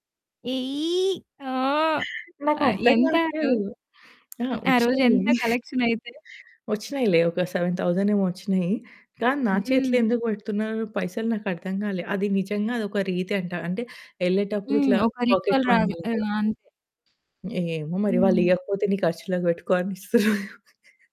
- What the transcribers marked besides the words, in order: giggle; in English: "కలెక్షన్"; in English: "సెవెన్ థౌసండ్"; in English: "పాకెట్ మనీ"; in English: "రిచువల్"; chuckle
- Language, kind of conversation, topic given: Telugu, podcast, పెళ్లి వేడుకల్లో మీ ఇంటి రివాజులు ఏమిటి?